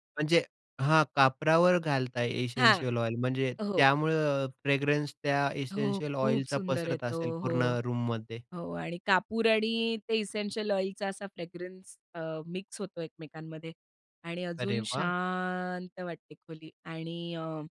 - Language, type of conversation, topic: Marathi, podcast, झोपण्याआधी मन शांत करण्यासाठी तुम्ही कोणते छोटे तंत्र वापरता?
- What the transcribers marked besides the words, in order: in English: "इसेंशियल"; in English: "फ्रॅग्रन्स"; in English: "इसेंशियल"; in English: "रूममध्ये?"; in English: "इसेंशियल"; in English: "फ्रॅग्रन्स"; drawn out: "शांत"